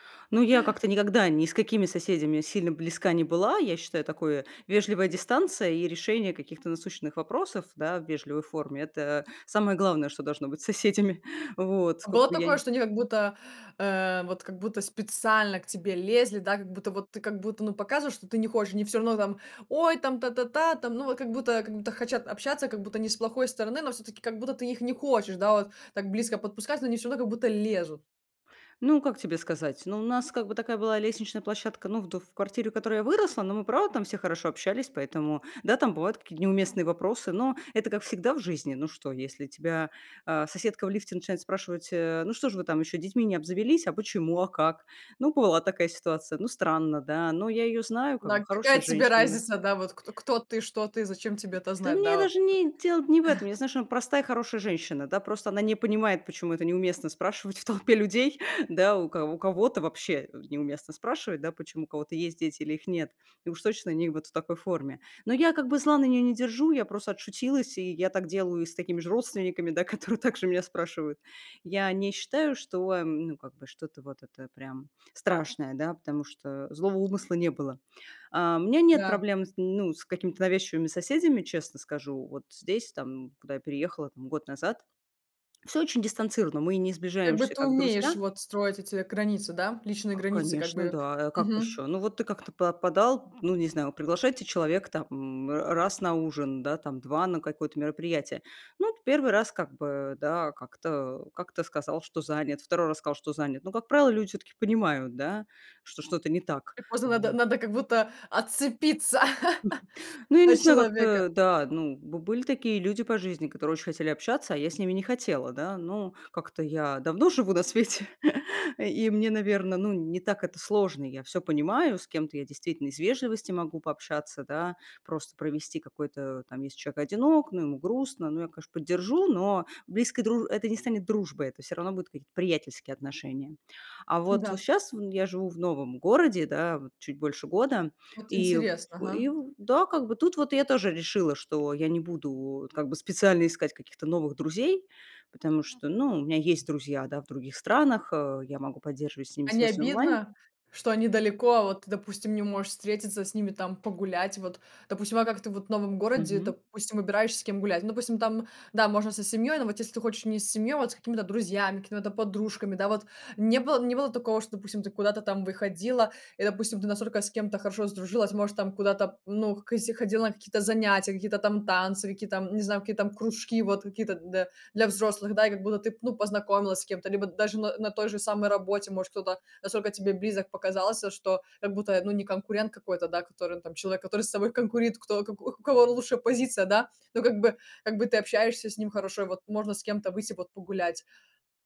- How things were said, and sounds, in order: laughing while speaking: "с соседями"; chuckle; laughing while speaking: "в толпе людей"; laughing while speaking: "которые также меня спрашивают"; laughing while speaking: "отцепиться"; chuckle; laughing while speaking: "живу на свете"
- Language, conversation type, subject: Russian, podcast, Как вы заводите друзей в новом городе или на новом месте работы?